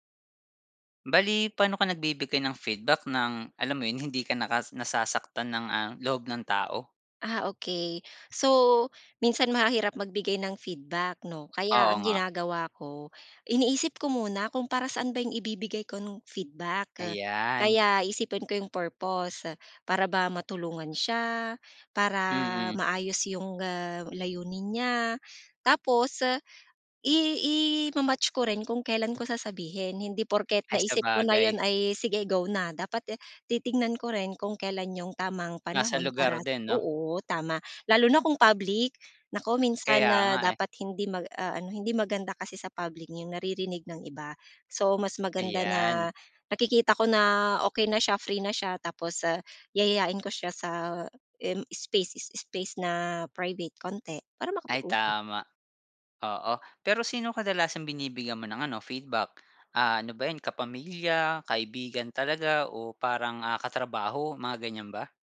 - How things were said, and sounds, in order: none
- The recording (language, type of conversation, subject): Filipino, podcast, Paano ka nagbibigay ng puna nang hindi nasasaktan ang loob ng kausap?